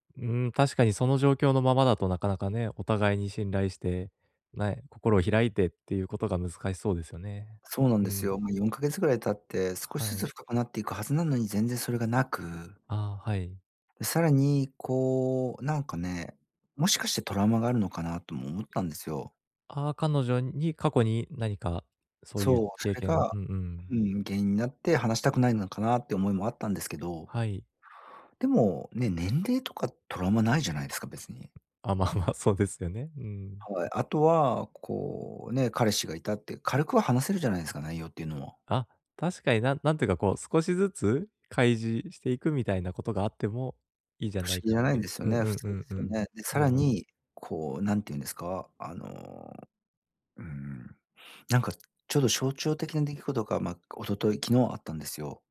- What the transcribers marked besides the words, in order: laughing while speaking: "あ、まあ まあ"
- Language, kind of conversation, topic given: Japanese, advice, どうすれば自分を責めずに心を楽にできますか？